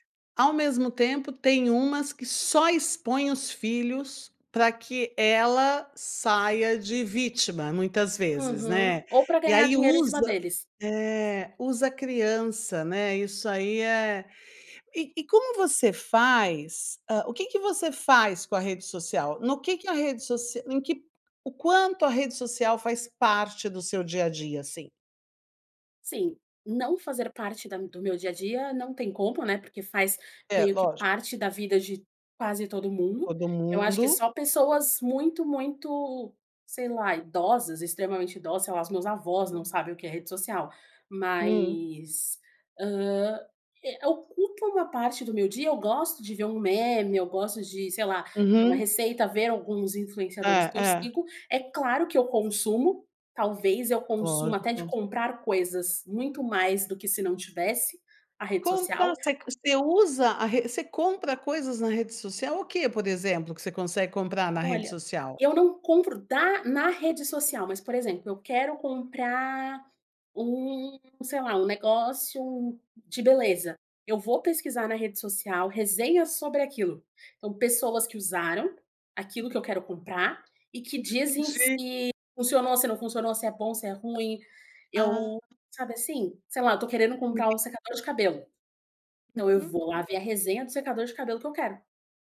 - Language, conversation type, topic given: Portuguese, podcast, Como você equilibra a vida offline e o uso das redes sociais?
- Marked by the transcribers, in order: unintelligible speech; tapping; unintelligible speech